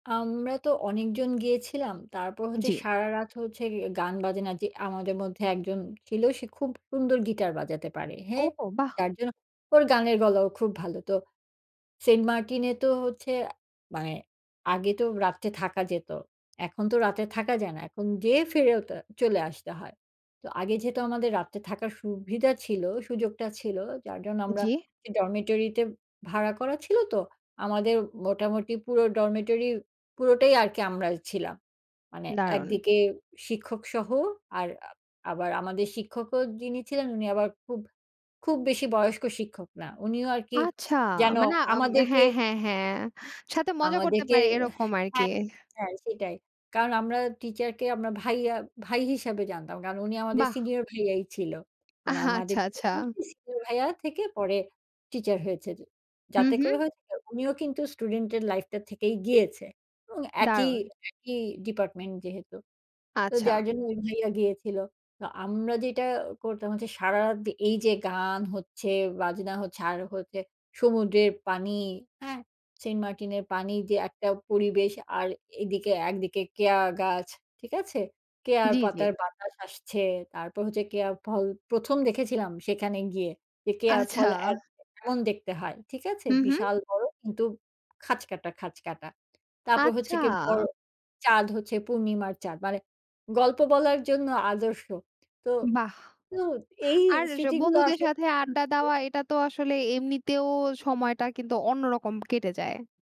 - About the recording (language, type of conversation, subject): Bengali, podcast, আপনি কি বন্ধুদের সঙ্গে কাটানো কোনো স্মরণীয় রাতের কথা বর্ণনা করতে পারেন?
- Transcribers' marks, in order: "এতে" said as "এটে"; other background noise; "হ্যাঁ" said as "হে"; tapping; laughing while speaking: "আহাচ্ছা, আচ্ছা"; unintelligible speech; laughing while speaking: "আচ্ছা"; unintelligible speech; lip trill